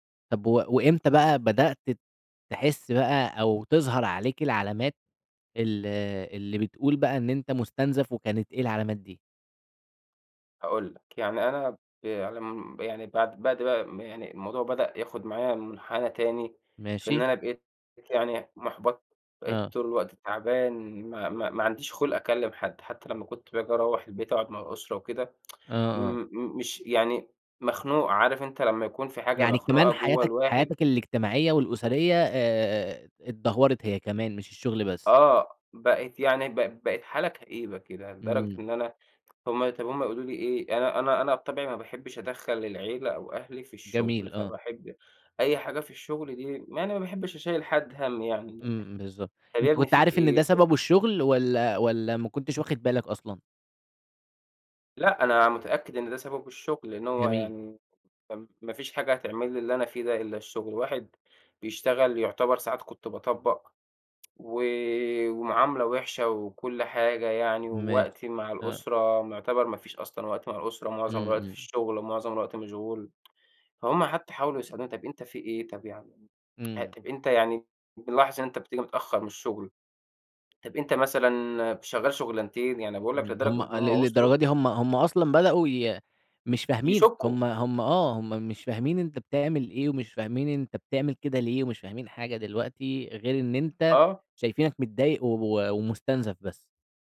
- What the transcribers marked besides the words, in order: other noise; tsk; tapping; unintelligible speech; tsk; tsk
- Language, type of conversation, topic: Arabic, podcast, إيه العلامات اللي بتقول إن شغلك بيستنزفك؟